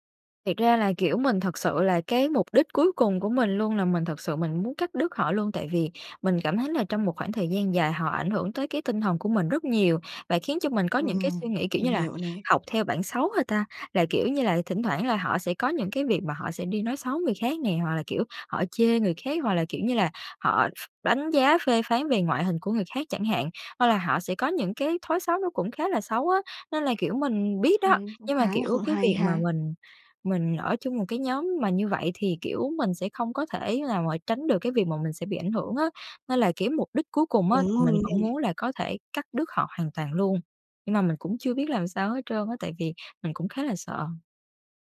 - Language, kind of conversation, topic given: Vietnamese, advice, Làm sao để chấm dứt một tình bạn độc hại mà không sợ bị cô lập?
- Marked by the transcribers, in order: tapping; other background noise